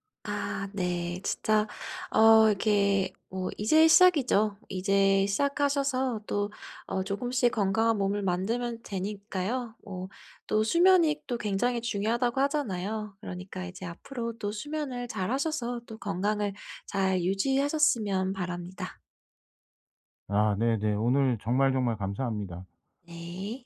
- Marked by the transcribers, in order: none
- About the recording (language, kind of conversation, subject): Korean, advice, 충분히 잤는데도 아침에 계속 무기력할 때 어떻게 하면 더 활기차게 일어날 수 있나요?